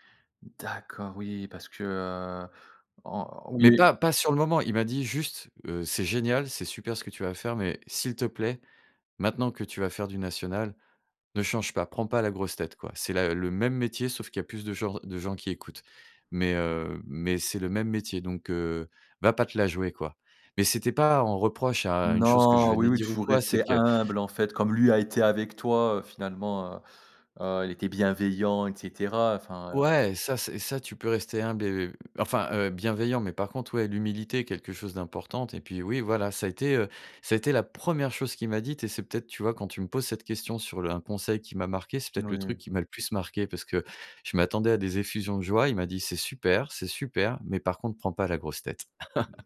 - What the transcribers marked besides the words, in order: unintelligible speech; laugh
- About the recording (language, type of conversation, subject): French, podcast, Peux-tu me parler d’un mentor qui a tout changé pour toi ?